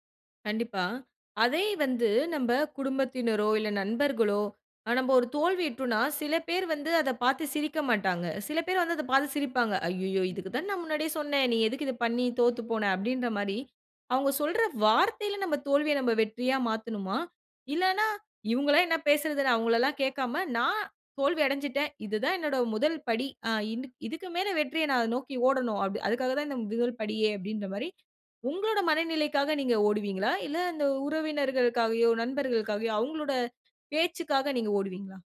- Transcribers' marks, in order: other background noise
- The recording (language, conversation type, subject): Tamil, podcast, சிறிய தோல்விகள் உன்னை எப்படி மாற்றின?